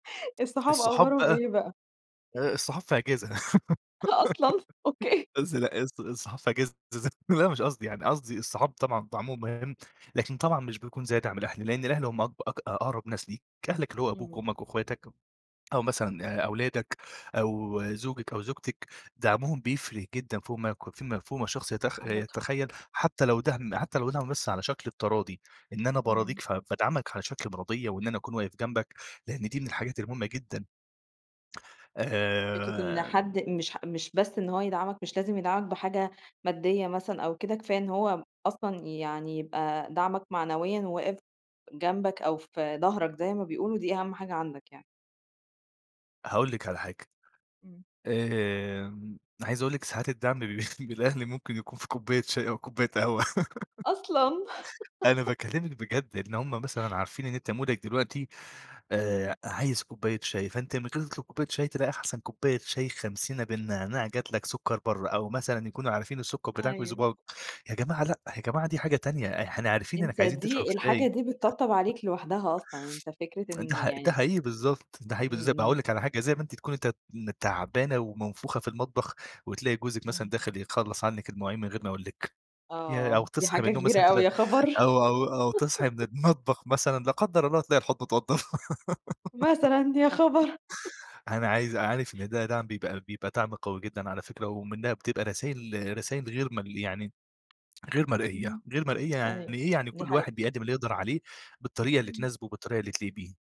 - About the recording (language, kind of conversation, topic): Arabic, podcast, إيه دور أهلك وصحابك في دعمك وقت الشدة؟
- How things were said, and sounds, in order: chuckle; tapping; laugh; unintelligible speech; laughing while speaking: "أصلًا! أوكي"; unintelligible speech; laughing while speaking: "من من الأهل"; laugh; in English: "مودك"; chuckle; laugh; laugh; chuckle